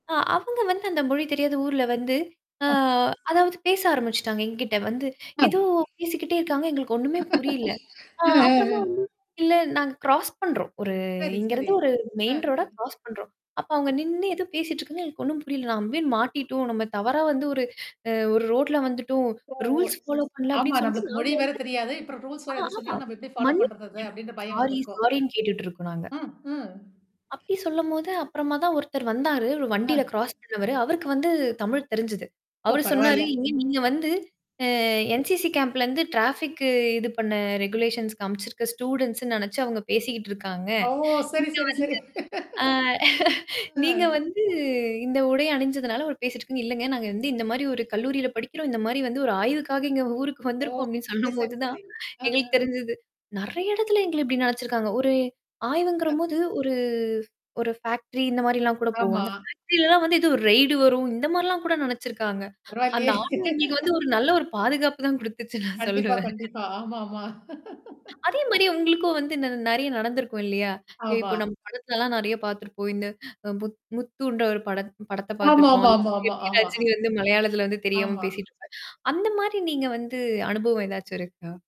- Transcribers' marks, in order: distorted speech; mechanical hum; unintelligible speech; static; laugh; unintelligible speech; in English: "கிராஸ்"; in English: "மெயின் ரோடா கிரராாஸ்"; in English: "ரூல்ஸ் ஃபாலோ"; surprised: "ஓ! ஓ!"; in English: "ரூல்ஸ்"; in English: "ஃபாலோ"; in English: "கிராஸ்"; in English: "NCC கேம்ப்ல"; in English: "டராஃபிக்கு"; in English: "ரெகுலேஷன்ஸ்"; in English: "ஸ்டூடண்ட்ஸ்ன்னு"; surprised: "ஓ!"; laughing while speaking: "ஆ, நீங்க வந்து"; laugh; laughing while speaking: "சொல்லும்போது தான் எங்களுக்கு தெரிஞ்சது"; in English: "ஃபேக்டரி"; in English: "ஃபேக்டரி"; in English: "ரெய்டு"; laughing while speaking: "பரவால்லையே"; laughing while speaking: "தான் குடுத்துச்சு நான் சொல்லுவேன்"; laughing while speaking: "ஆமா, ஆமா"; other background noise; inhale; laughing while speaking: "ஆமா"
- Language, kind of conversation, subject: Tamil, podcast, மொழிப் புரிதல் சிக்கலால் ஏற்பட்ட கலாச்சார நகைச்சுவையான ஒரு அனுபவத்தைப் பகிர்வீர்களா?